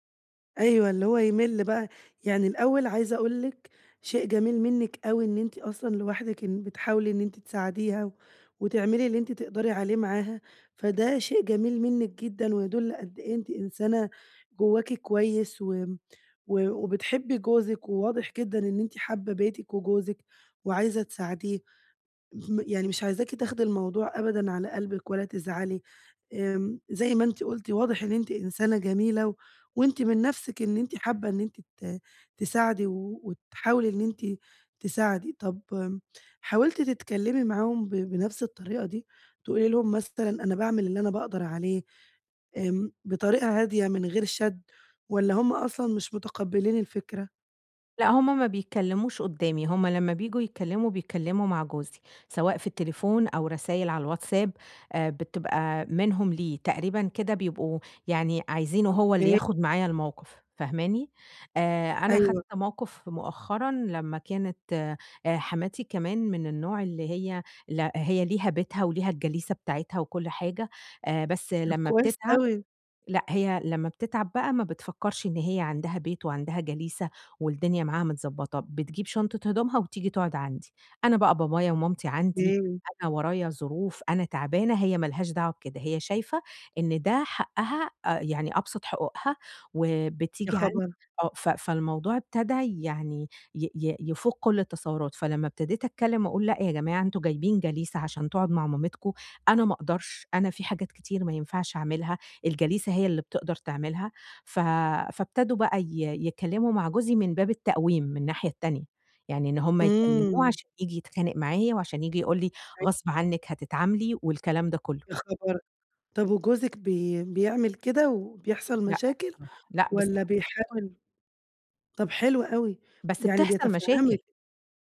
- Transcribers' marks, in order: none
- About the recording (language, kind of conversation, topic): Arabic, advice, إزاي أتعامل مع الزعل اللي جوايا وأحط حدود واضحة مع العيلة؟